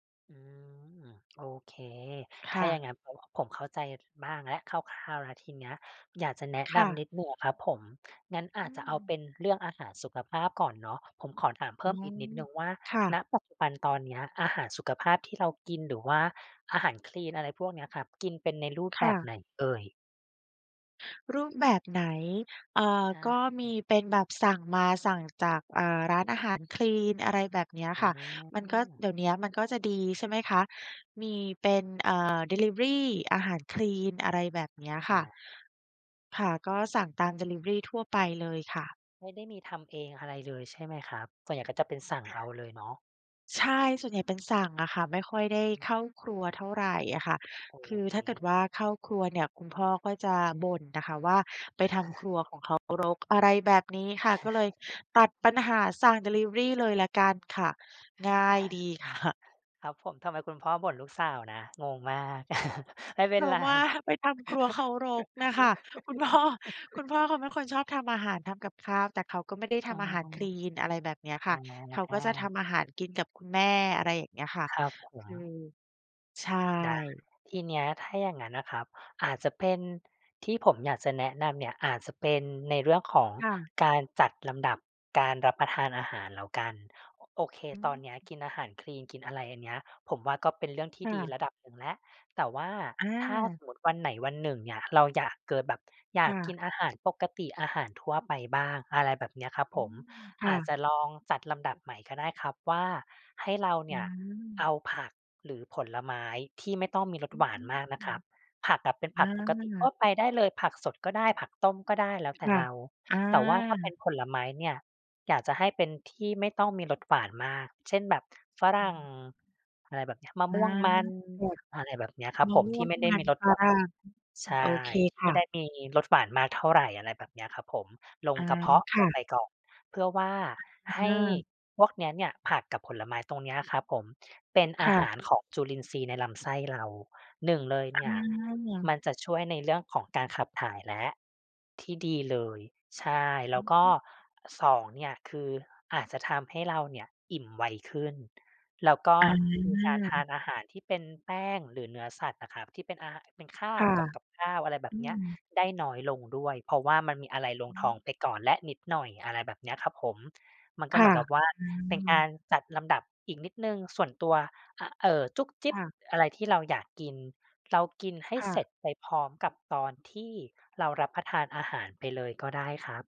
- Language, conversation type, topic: Thai, advice, ทำอย่างไรดีเมื่อพยายามกินอาหารเพื่อสุขภาพแต่ชอบกินจุกจิกตอนเย็น?
- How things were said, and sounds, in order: tapping; other background noise; chuckle; laugh; chuckle; laughing while speaking: "ค่ะ"; laughing while speaking: "ว่า"; laugh; laughing while speaking: "พ่อ"; giggle